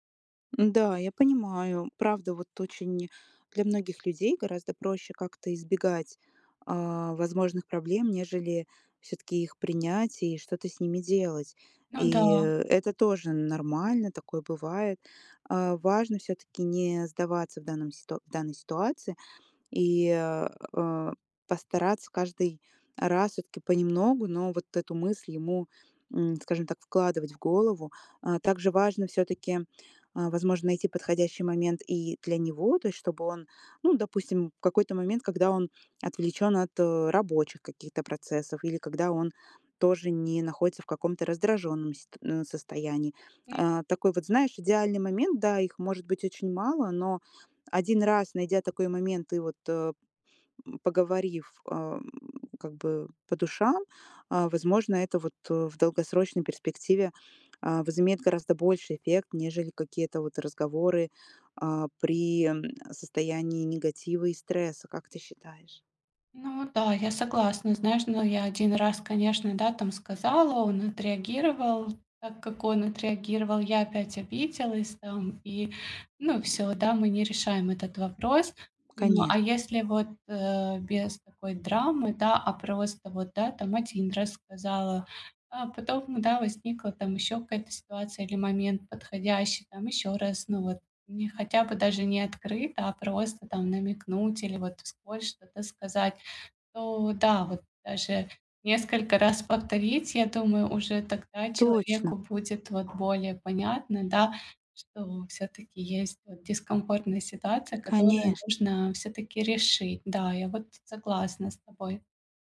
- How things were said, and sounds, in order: tapping; other background noise
- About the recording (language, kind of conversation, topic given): Russian, advice, Как мирно решить ссору во время семейного праздника?